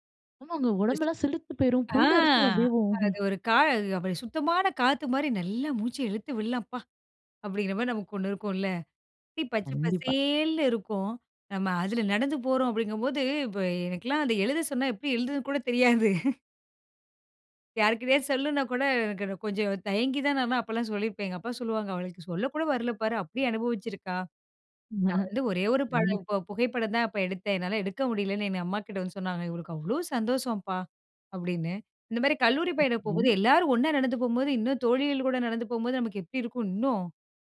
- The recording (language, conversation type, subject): Tamil, podcast, நீர்வீழ்ச்சியை நேரில் பார்த்தபின் உங்களுக்கு என்ன உணர்வு ஏற்பட்டது?
- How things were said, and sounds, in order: unintelligible speech; "சிலிர்த்து" said as "சிலுத்து"; laughing while speaking: "தெரியாது"; "சொல்லணுன்னா" said as "சொல்லுனா"; chuckle; "எங்க" said as "என்ன"; "போகும்போது" said as "போகுது"